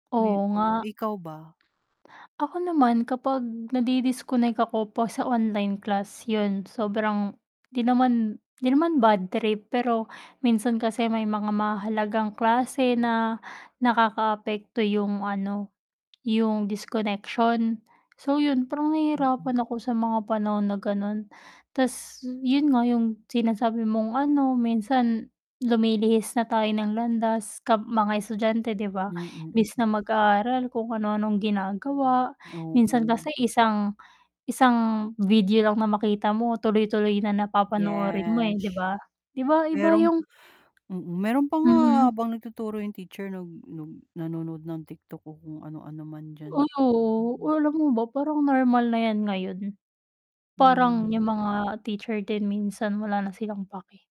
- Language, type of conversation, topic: Filipino, unstructured, Paano nakaaapekto ang teknolohiya sa paraan ng pag-aaral?
- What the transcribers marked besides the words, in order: unintelligible speech; static